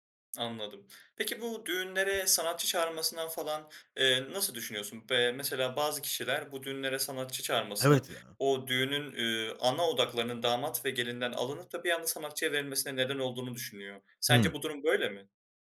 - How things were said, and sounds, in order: other background noise
- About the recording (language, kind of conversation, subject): Turkish, podcast, Düğününle ya da özel bir törenle bağdaştırdığın şarkı hangisi?